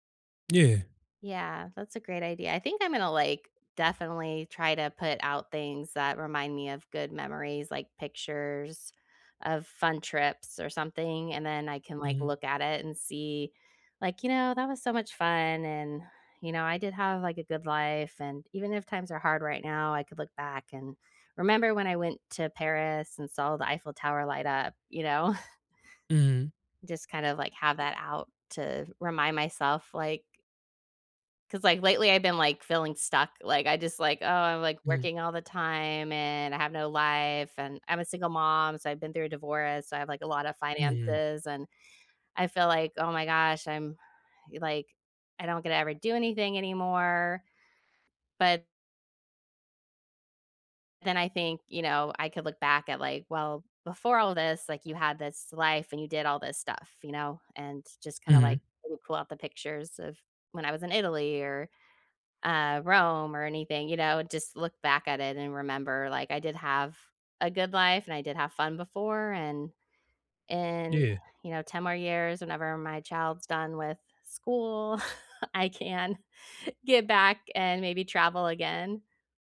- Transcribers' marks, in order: chuckle; chuckle
- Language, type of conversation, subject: English, unstructured, How can focusing on happy memories help during tough times?